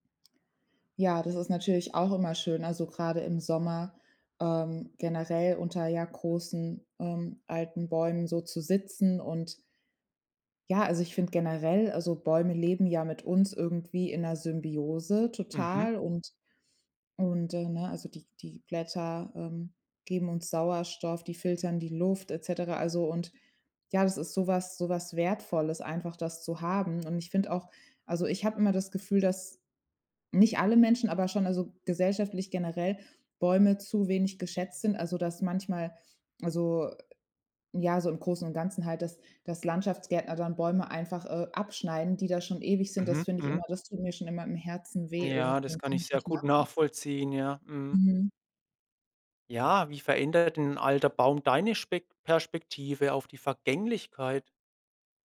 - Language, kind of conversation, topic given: German, podcast, Was bedeutet ein alter Baum für dich?
- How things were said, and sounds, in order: none